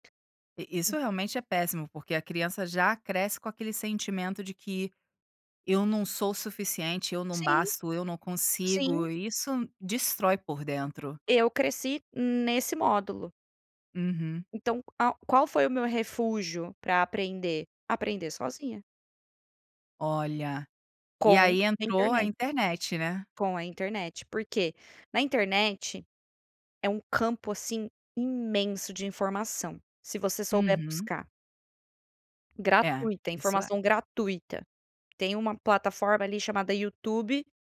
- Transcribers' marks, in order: tapping
- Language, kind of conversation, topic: Portuguese, podcast, Como a internet mudou seu jeito de aprender?